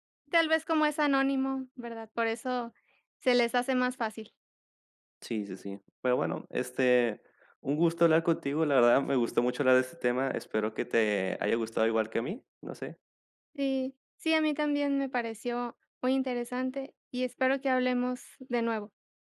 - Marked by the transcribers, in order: none
- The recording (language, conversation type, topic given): Spanish, unstructured, ¿Crees que las personas juzgan a otros por lo que comen?
- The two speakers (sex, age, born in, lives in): female, 30-34, Mexico, Mexico; male, 18-19, Mexico, Mexico